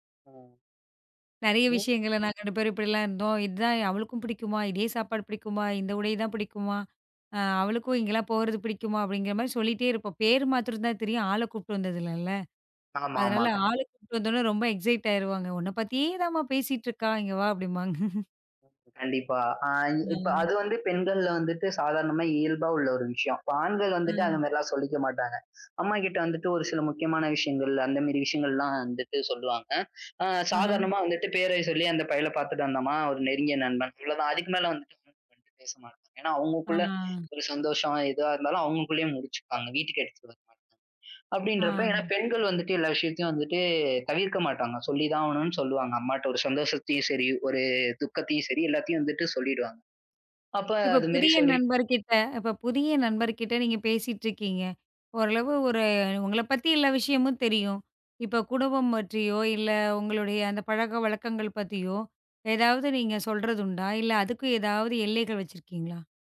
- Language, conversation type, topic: Tamil, podcast, புதிய நண்பர்களுடன் நெருக்கத்தை நீங்கள் எப்படிப் உருவாக்குகிறீர்கள்?
- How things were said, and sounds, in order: in English: "எக்ஸ்சைட்"; laughing while speaking: "இங்க வா அப்படிம்பாங்க"; other noise; unintelligible speech; unintelligible speech; "குடும்பம்" said as "குடவம்"